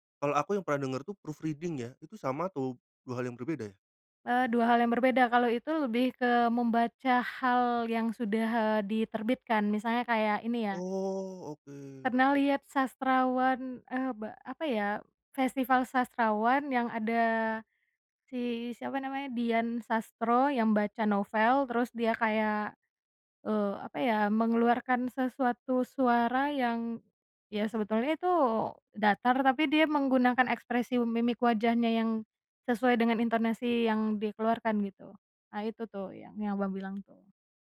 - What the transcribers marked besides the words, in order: in English: "proofreading"; tapping
- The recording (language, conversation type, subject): Indonesian, podcast, Apa rasanya saat kamu menerima komentar pertama tentang karya kamu?